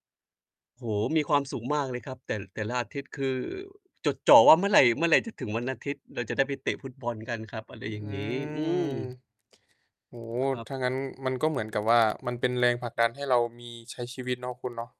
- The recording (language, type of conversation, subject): Thai, unstructured, การออกกำลังกายกับเพื่อนทำให้สนุกขึ้นไหม?
- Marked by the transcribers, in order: distorted speech; drawn out: "อืม"; other background noise